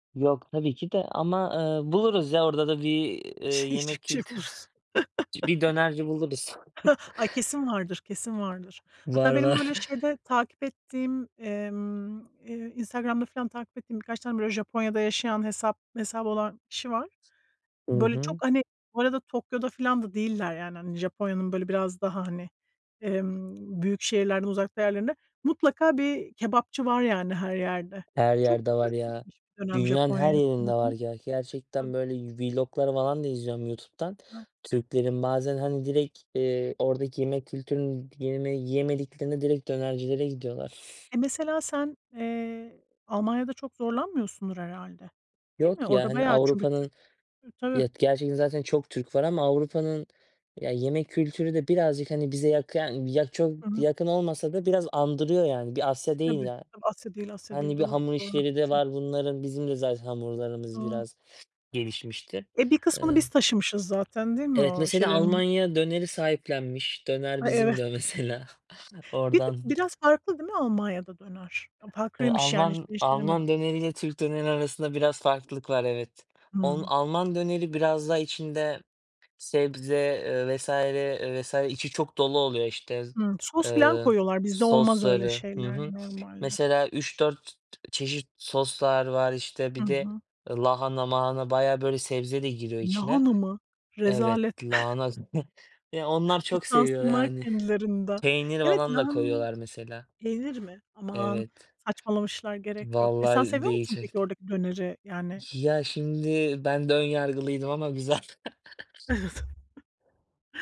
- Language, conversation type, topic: Turkish, unstructured, En sevdiğin hobi nedir ve onu neden seviyorsun?
- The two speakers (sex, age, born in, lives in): female, 40-44, Turkey, United States; male, 18-19, Turkey, Germany
- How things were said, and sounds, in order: laughing while speaking: "Yiyecek bir şey bulursun"; laughing while speaking: "kültürü"; chuckle; giggle; chuckle; other background noise; unintelligible speech; in English: "vlog'lar"; laughing while speaking: "diyor, mesela"; other noise; tapping; chuckle; giggle; unintelligible speech; chuckle